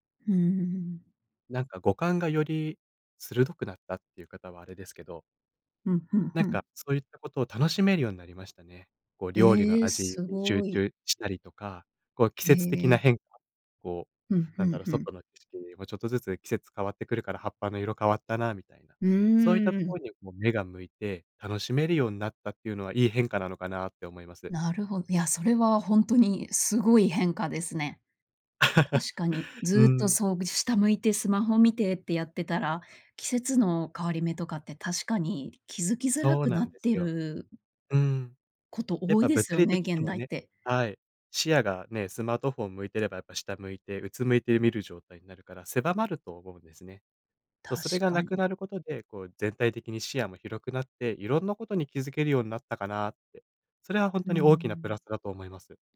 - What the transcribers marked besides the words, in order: laugh
- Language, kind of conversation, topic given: Japanese, podcast, スマホ依存を感じたらどうしますか？